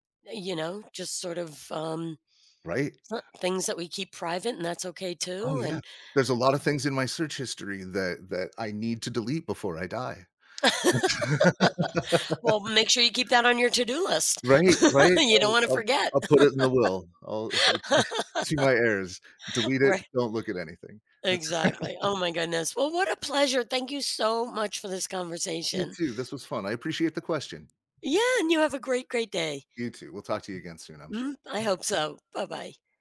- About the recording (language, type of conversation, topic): English, unstructured, What influences how much of yourself you reveal to others?
- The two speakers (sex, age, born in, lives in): female, 65-69, United States, United States; male, 45-49, United States, United States
- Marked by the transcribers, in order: other background noise; laugh; laugh; chuckle; unintelligible speech; laugh; laugh; tapping